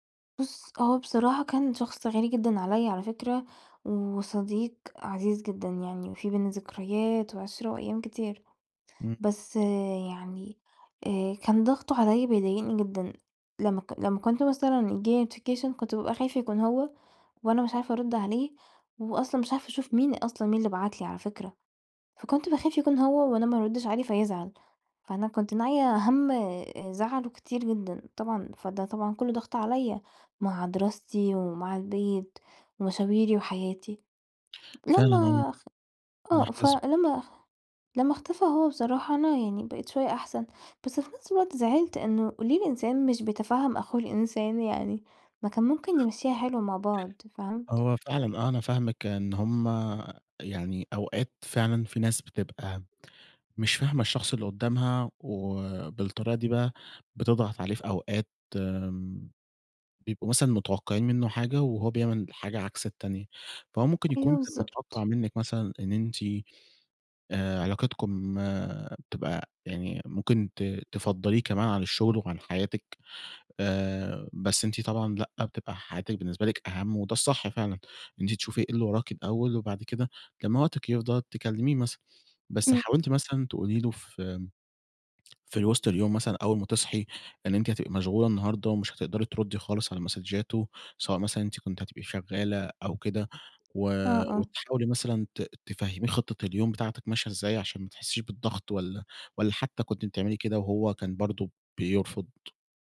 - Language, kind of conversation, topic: Arabic, advice, إزاي بتحس لما صحابك والشغل بيتوقعوا إنك تكون متاح دايمًا؟
- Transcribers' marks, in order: tapping; in English: "notification"; in English: "مسدجاته"